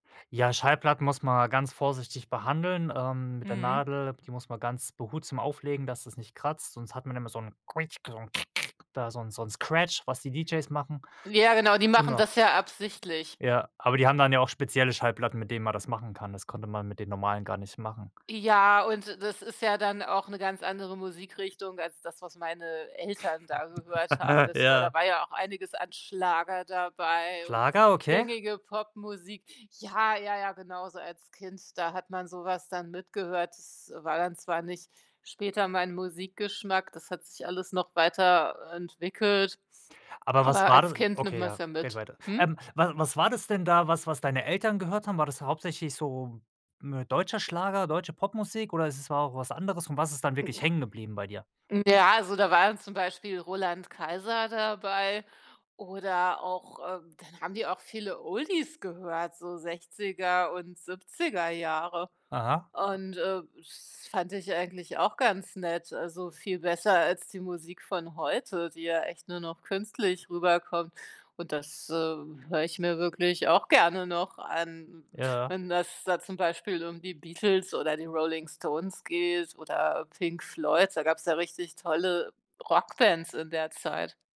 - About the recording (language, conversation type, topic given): German, podcast, Wie hast du früher neue Musik entdeckt?
- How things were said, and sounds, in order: other noise; in English: "Scratch"; other background noise; chuckle